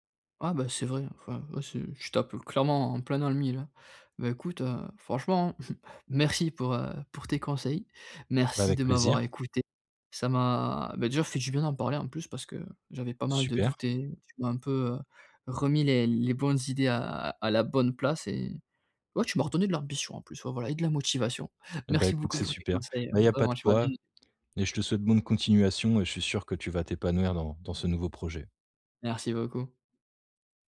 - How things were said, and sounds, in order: chuckle; unintelligible speech
- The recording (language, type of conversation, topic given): French, advice, Comment puis-je clarifier mes valeurs personnelles pour choisir un travail qui a du sens ?